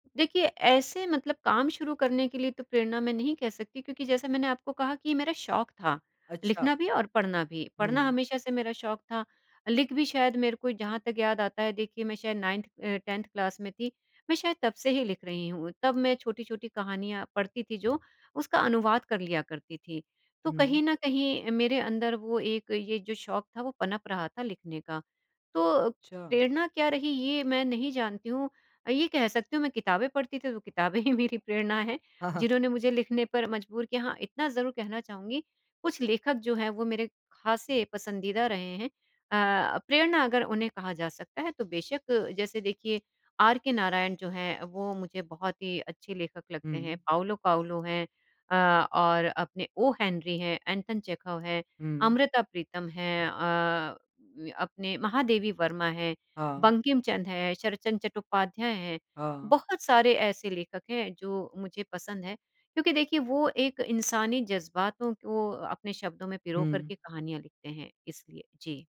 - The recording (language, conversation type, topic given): Hindi, podcast, क्या आप अपने काम को अपनी पहचान मानते हैं?
- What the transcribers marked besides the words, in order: in English: "नाइन्थ अ, टेंथ क्लास"; laughing while speaking: "ही मेरी प्रेरणा"